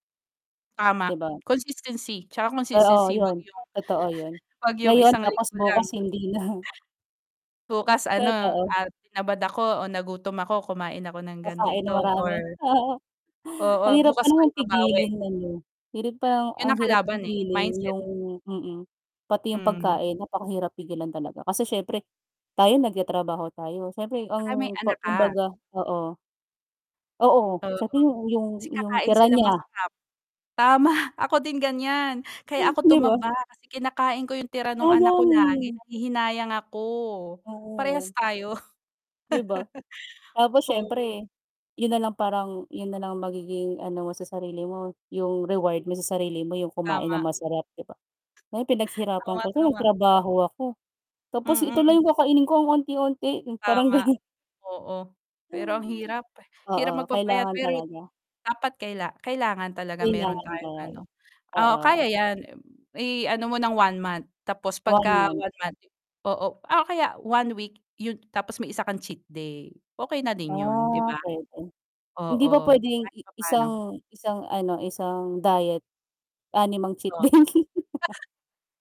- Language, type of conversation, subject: Filipino, unstructured, Ano ang mga benepisyo ng regular na ehersisyo para sa iyo?
- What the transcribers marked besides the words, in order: distorted speech; chuckle; laugh; chuckle; laugh; other background noise; tapping; static; laugh